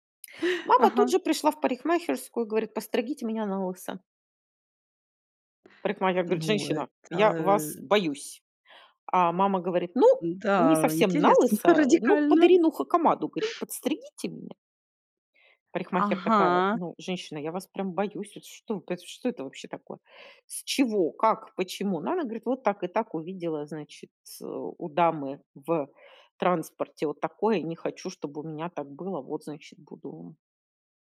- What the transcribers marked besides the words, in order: tapping; laughing while speaking: "интересно"; other noise
- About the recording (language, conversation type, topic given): Russian, podcast, Что обычно вдохновляет вас на смену внешности и обновление гардероба?